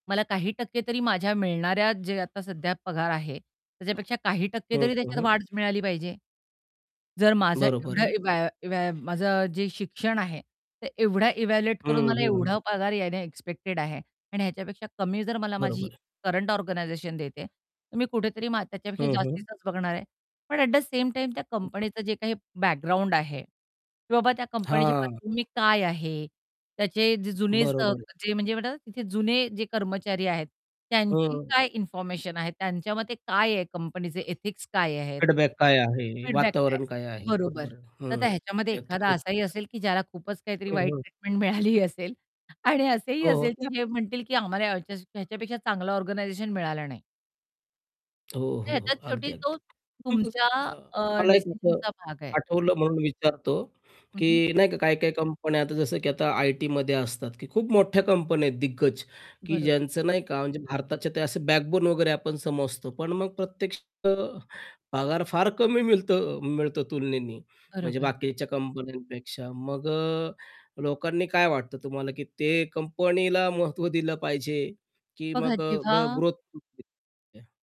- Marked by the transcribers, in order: other background noise; distorted speech; in English: "इव्हॅल्युएट"; static; in English: "एक्स्पेक्टेड"; in English: "ऑर्गनायझेशन"; in English: "ॲट द सेम टाईम"; unintelligible speech; tapping; in English: "एथिक्स"; in English: "फीडबॅक"; in English: "फीडबॅक"; unintelligible speech; laughing while speaking: "मिळालीही असेल आणि असेही असेल"; in English: "ऑर्गनायझेशन"; unintelligible speech; in English: "बॅकबोन"; unintelligible speech
- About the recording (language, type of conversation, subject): Marathi, podcast, नोकरी बदलताना जोखीम तुम्ही कशी मोजता?